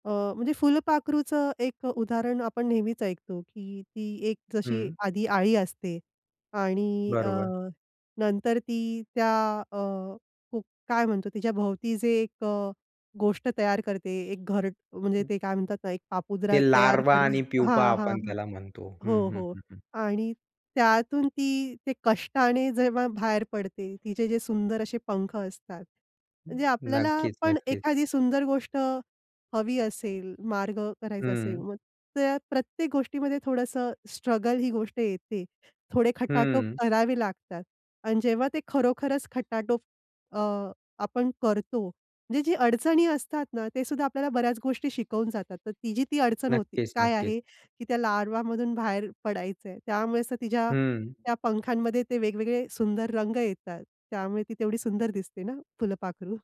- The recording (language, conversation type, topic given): Marathi, podcast, तुम्हाला सर्वसाधारणपणे प्रेरणा कुठून मिळते?
- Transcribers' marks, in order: tapping; other background noise; other noise